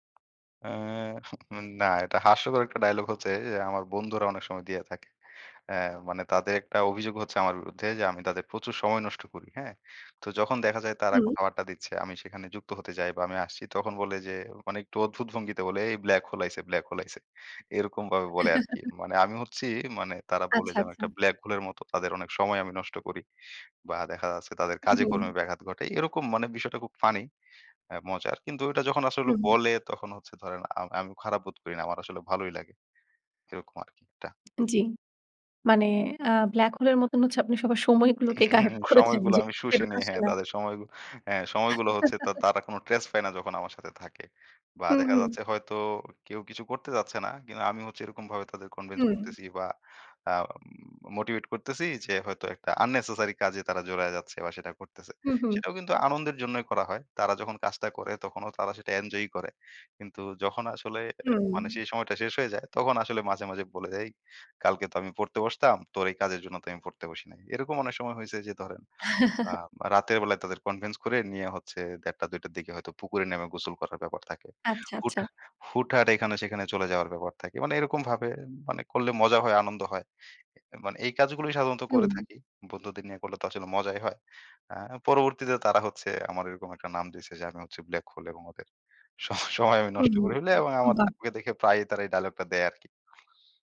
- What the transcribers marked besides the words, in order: scoff; put-on voice: "এই black hole আইছে, black hole আইছে"; in English: "black hole"; in English: "black hole"; giggle; in English: "black hole"; in English: "black hole"; chuckle; chuckle; in English: "trace"; in English: "কনভেন্স"; in English: "unnecessary"; put-on voice: "এই! কালকে তো আমি পড়তে … পড়তে বসি নাই"; chuckle; in English: "কনভেন্স"; tapping; in English: "black hole"; scoff; unintelligible speech
- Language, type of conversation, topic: Bengali, podcast, একটি বিখ্যাত সংলাপ কেন চিরস্থায়ী হয়ে যায় বলে আপনি মনে করেন?
- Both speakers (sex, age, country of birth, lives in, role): female, 35-39, Bangladesh, Germany, host; male, 25-29, Bangladesh, Bangladesh, guest